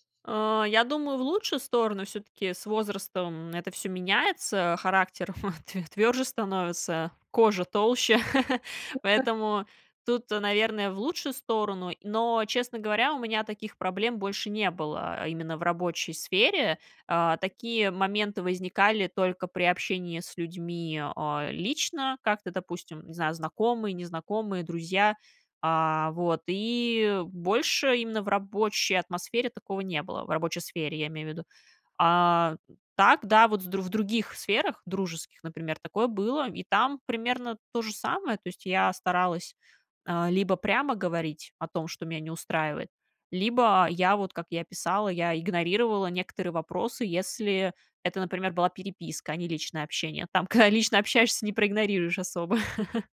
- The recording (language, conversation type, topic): Russian, podcast, Как вы выстраиваете личные границы в отношениях?
- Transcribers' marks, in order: chuckle; chuckle; laughing while speaking: "когда"; chuckle